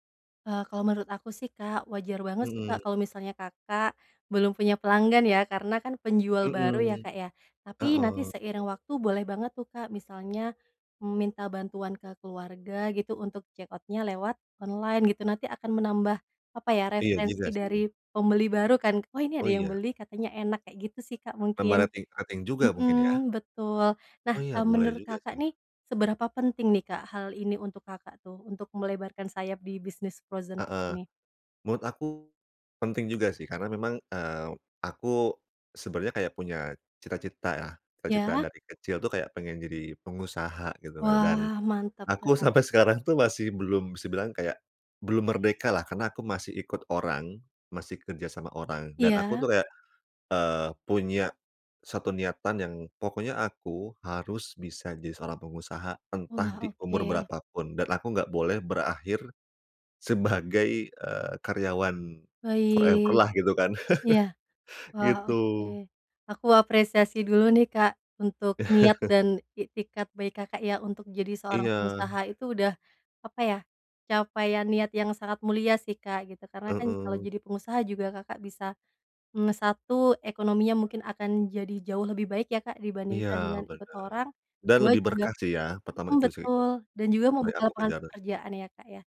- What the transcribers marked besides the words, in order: tapping; in English: "check out-nya"; other background noise; in English: "rating"; in English: "frozen"; laughing while speaking: "sebagai"; in English: "forever"; chuckle; chuckle
- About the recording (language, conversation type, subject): Indonesian, advice, Bagaimana cara memulai hal baru meski masih ragu dan takut gagal?